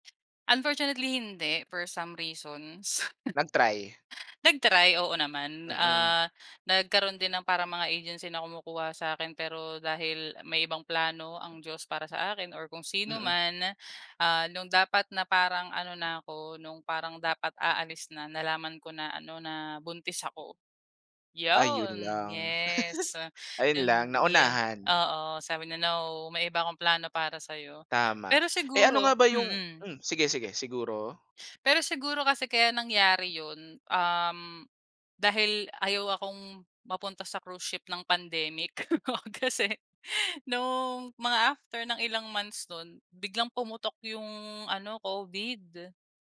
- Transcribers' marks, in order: chuckle; tapping; chuckle; other background noise; laughing while speaking: "Kasi"
- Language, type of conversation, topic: Filipino, podcast, Ano ang mga batayan mo sa pagpili ng trabaho?